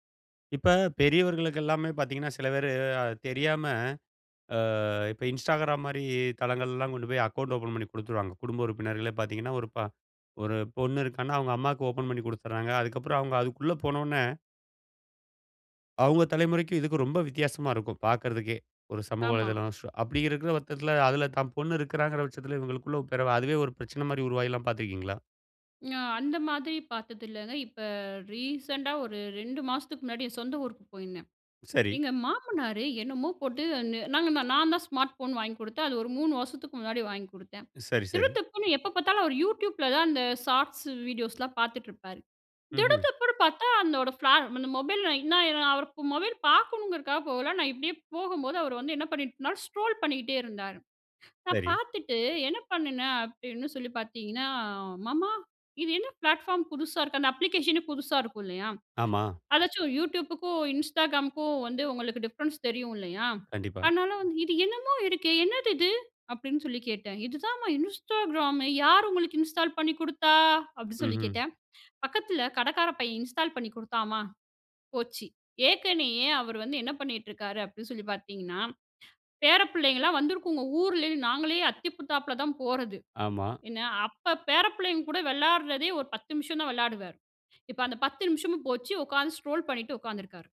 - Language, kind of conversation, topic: Tamil, podcast, டிஜிட்டல் சாதனங்கள் உங்கள் உறவுகளை எவ்வாறு மாற்றியுள்ளன?
- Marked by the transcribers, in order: in English: "ரீசண்டா"; in English: "ஸ்மார்ட் ஃபோன்"; in English: "ஷார்ட்ஸ், வீடியோஸ்லாம்"; in English: "ஃப்ளார்"; unintelligible speech; in English: "ஸ்க்ரோல்"; in English: "பிளாட்ஃபார்ம்"; in English: "அப்ளிகேஷனே"; in English: "டிஃப்ரன்ஸ்"; in English: "இன்ஸ்டால்"; in English: "இன்ஸ்டால்"; in English: "ஸ்க்ரோல்"